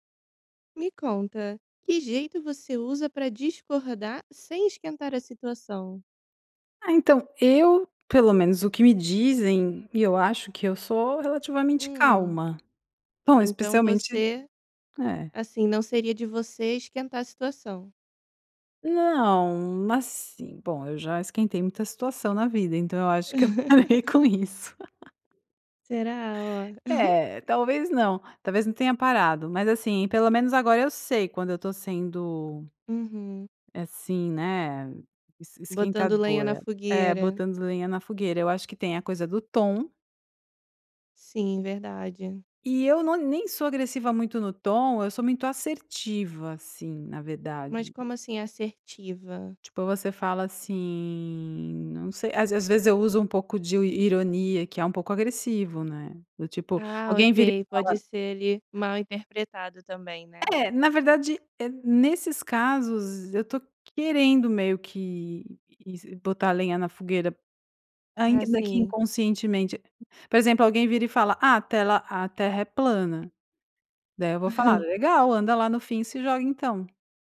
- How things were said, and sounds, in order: tapping; laugh; laughing while speaking: "que eu parei com isso"; laugh; chuckle; drawn out: "assim"; chuckle
- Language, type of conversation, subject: Portuguese, podcast, Como você costuma discordar sem esquentar a situação?